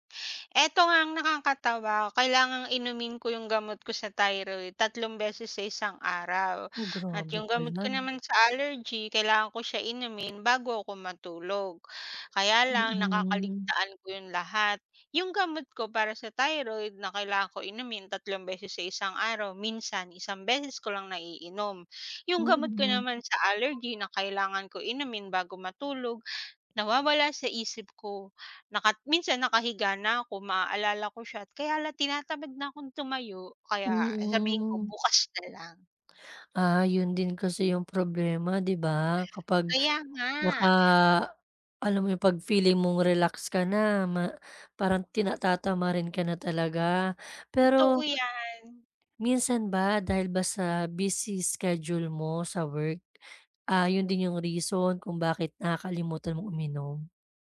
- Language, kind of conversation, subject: Filipino, advice, Paano mo maiiwasan ang madalas na pagkalimot sa pag-inom ng gamot o suplemento?
- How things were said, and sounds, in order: other background noise